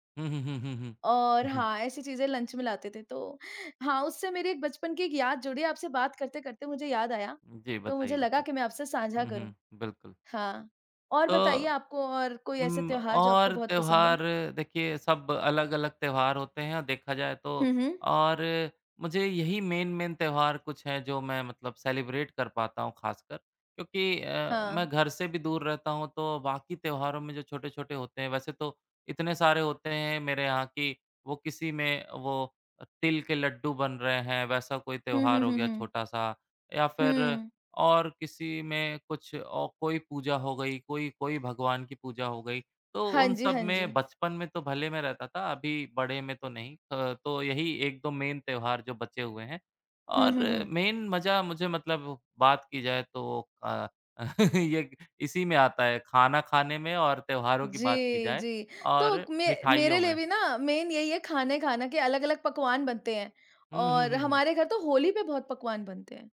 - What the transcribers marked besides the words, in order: in English: "मेन मेन"; in English: "सेलिब्रेट"; tapping; in English: "मेन"; chuckle; in English: "मेन"
- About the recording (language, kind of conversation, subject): Hindi, unstructured, आपके लिए सबसे खास धार्मिक या सांस्कृतिक त्योहार कौन-सा है?